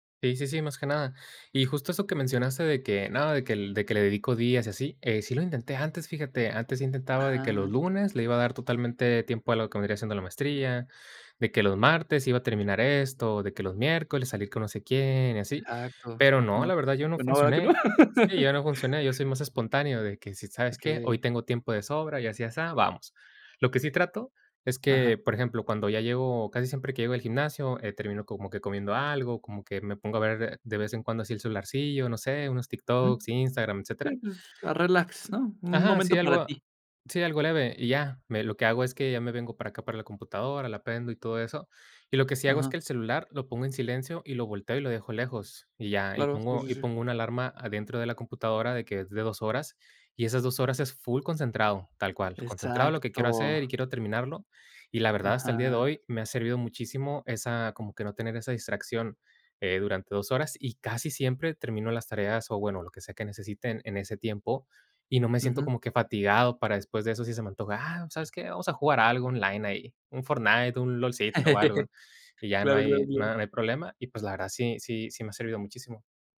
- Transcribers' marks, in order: laugh; laugh
- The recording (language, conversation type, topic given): Spanish, podcast, ¿Cómo gestionas tu tiempo entre el trabajo, el estudio y tu vida personal?